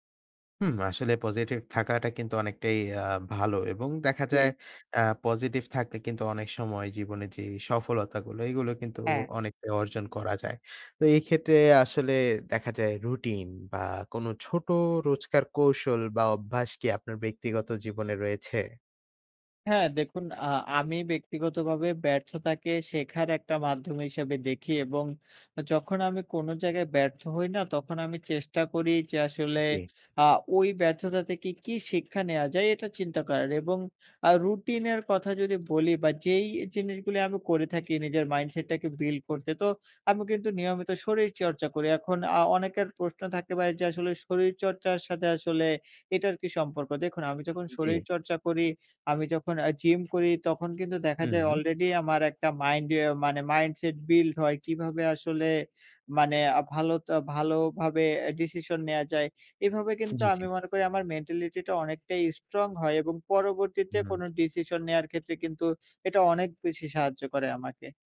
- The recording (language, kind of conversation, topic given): Bengali, podcast, তুমি কীভাবে ব্যর্থতা থেকে ফিরে আসো?
- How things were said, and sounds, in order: none